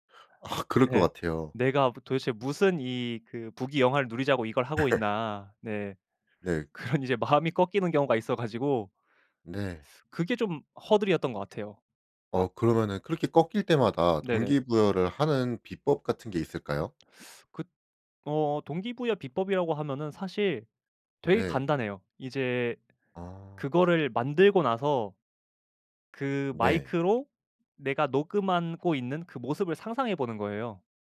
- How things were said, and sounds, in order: laugh; other background noise; laughing while speaking: "그런 이제"
- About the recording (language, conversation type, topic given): Korean, podcast, 취미를 오래 유지하는 비결이 있다면 뭐예요?